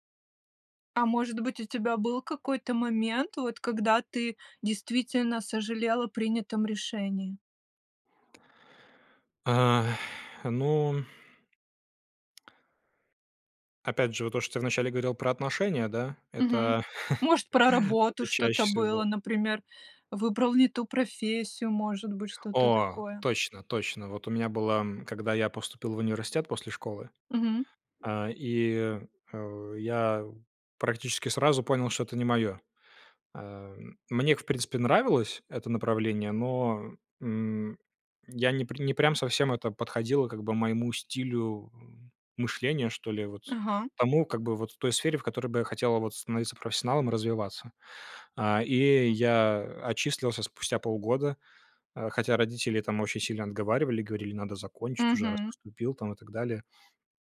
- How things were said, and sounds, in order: sigh; other background noise; chuckle
- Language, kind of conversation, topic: Russian, podcast, Как принимать решения, чтобы потом не жалеть?